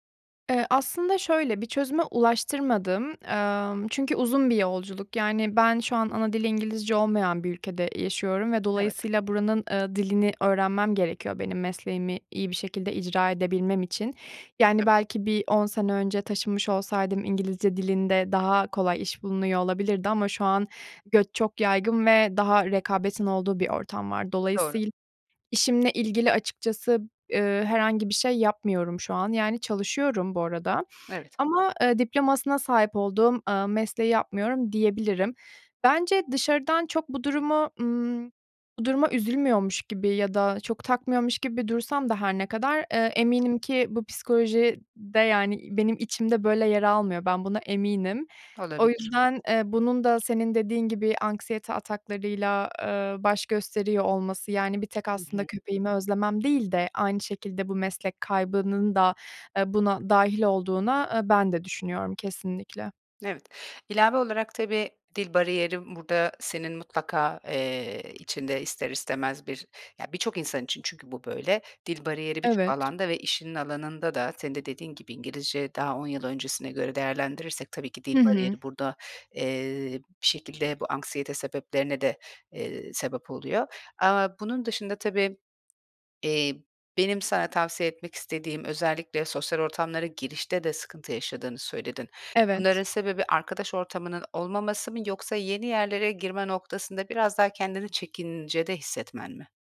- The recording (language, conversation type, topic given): Turkish, advice, Anksiyete ataklarıyla başa çıkmak için neler yapıyorsunuz?
- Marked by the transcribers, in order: other background noise; unintelligible speech